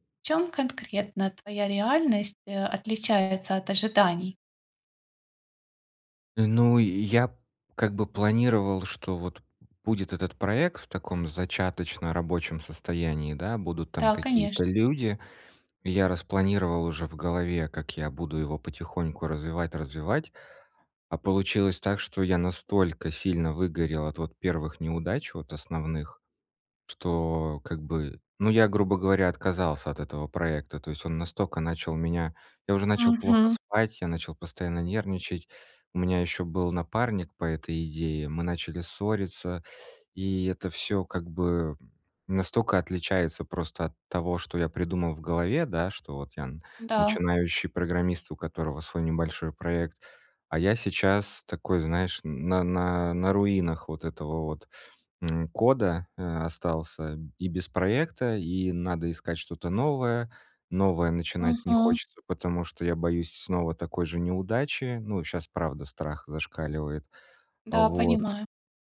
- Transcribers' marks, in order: none
- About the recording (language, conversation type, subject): Russian, advice, Как согласовать мои большие ожидания с реальными возможностями, не доводя себя до эмоционального выгорания?